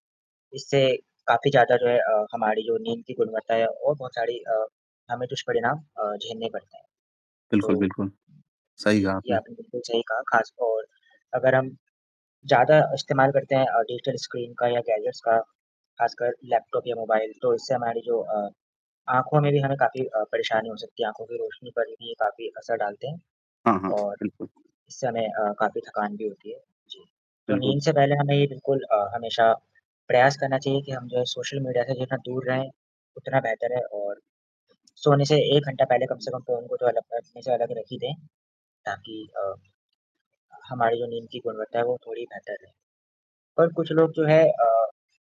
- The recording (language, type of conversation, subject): Hindi, unstructured, क्या तकनीकी उपकरणों ने आपकी नींद की गुणवत्ता पर असर डाला है?
- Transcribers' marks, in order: static; in English: "डिजिटल स्क्रीन"; in English: "गैजेट्स"; tapping; distorted speech; other background noise; unintelligible speech